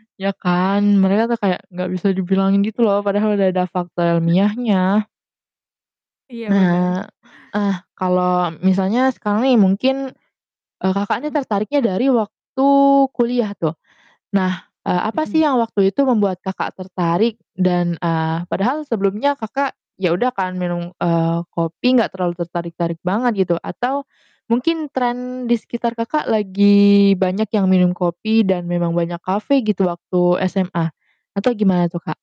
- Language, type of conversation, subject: Indonesian, podcast, Bagaimana ritual minum kopi atau teh di rumahmu?
- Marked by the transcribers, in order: distorted speech; tapping; other background noise; static